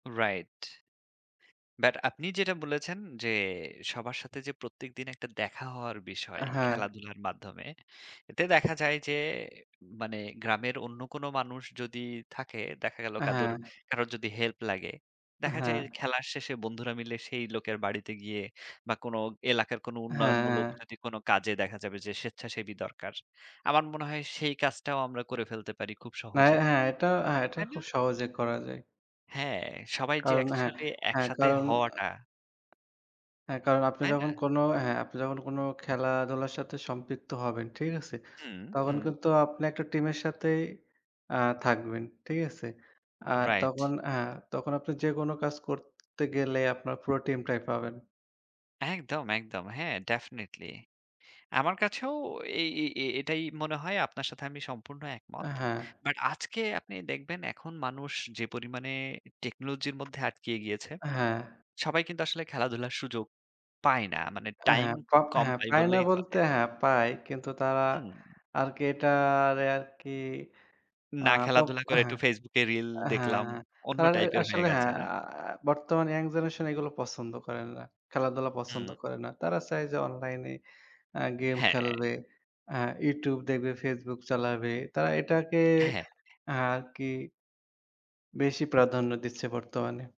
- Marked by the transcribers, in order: tapping; in English: "ডেফিনিটলি"; in English: "ইয়াং জেনারেশন"
- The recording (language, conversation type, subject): Bengali, unstructured, খেলাধুলা কি শুধু শরীরের জন্য উপকারী, নাকি মনও ভালো রাখতে সাহায্য করে?